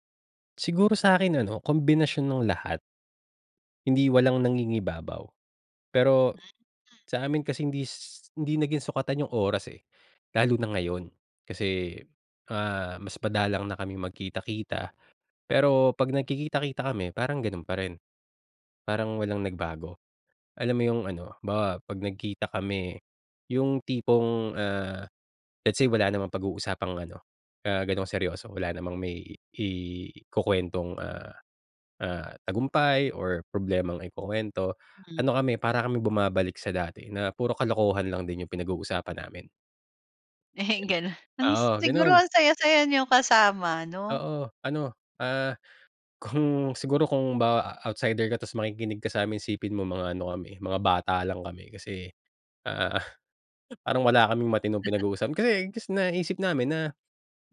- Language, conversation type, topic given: Filipino, podcast, Paano mo pinagyayaman ang matagal na pagkakaibigan?
- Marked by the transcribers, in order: unintelligible speech; laughing while speaking: "Eh, ganun"; other background noise; laugh